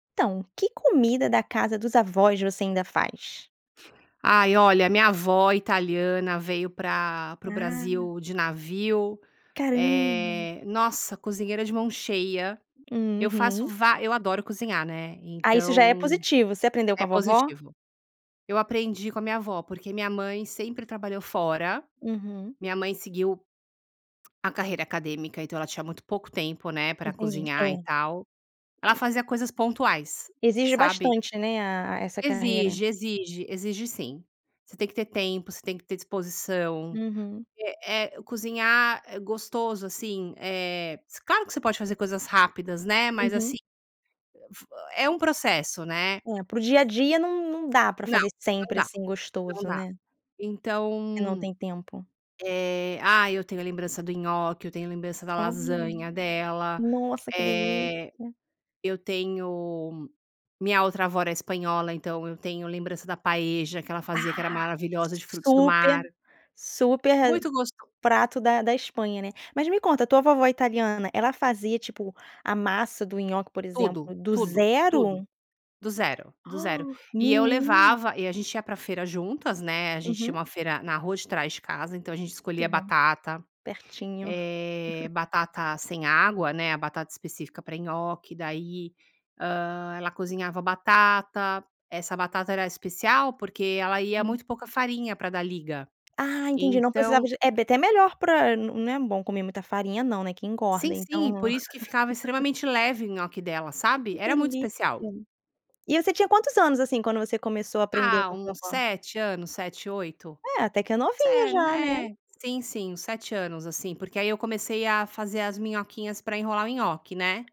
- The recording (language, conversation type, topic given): Portuguese, podcast, Que prato dos seus avós você ainda prepara?
- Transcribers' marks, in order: tapping; unintelligible speech; in Spanish: "paella"; surprised: "Ah, menina"; giggle; laugh